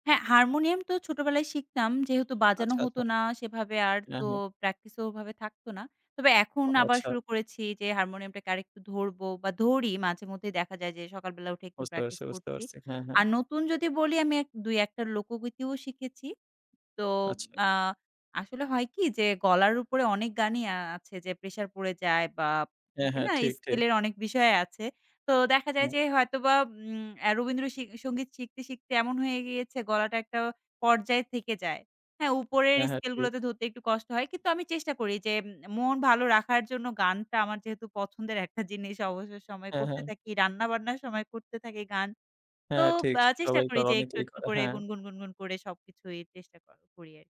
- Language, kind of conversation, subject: Bengali, podcast, কোন গান শুনলে আপনি তৎক্ষণাৎ ছোটবেলায় ফিরে যান, আর কেন?
- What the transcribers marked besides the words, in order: other background noise; laughing while speaking: "একটা"